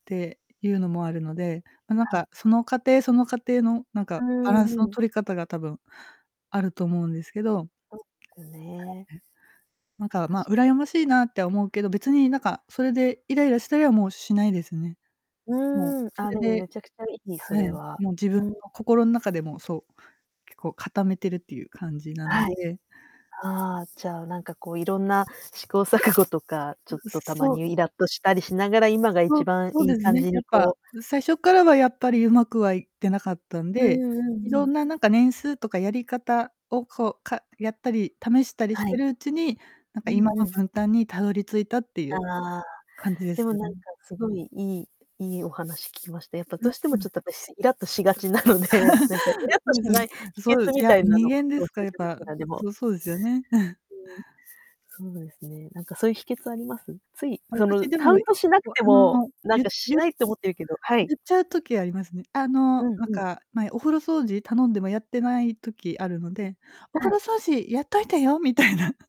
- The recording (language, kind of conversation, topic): Japanese, podcast, 家事を家族でうまく分担するにはどうすればいいですか？
- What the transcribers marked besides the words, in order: other background noise; distorted speech; static; laughing while speaking: "試行錯誤"; laughing while speaking: "なので"; laugh; chuckle; laughing while speaking: "みたいな"